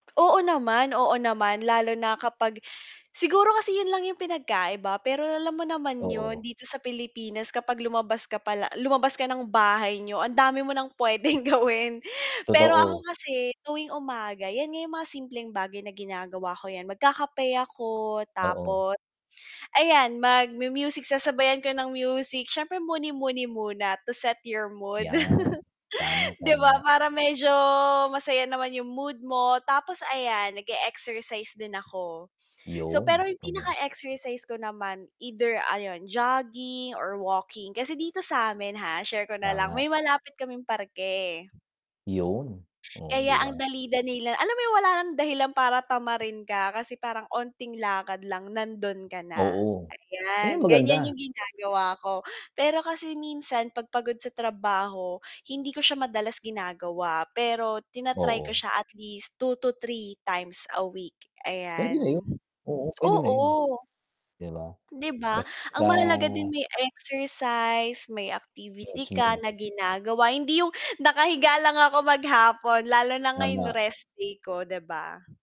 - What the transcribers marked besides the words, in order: tapping; laughing while speaking: "puwedeng gawin"; distorted speech; static; chuckle; mechanical hum; exhale
- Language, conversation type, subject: Filipino, unstructured, Ano ang mga simpleng bagay na nagpapasaya sa araw mo?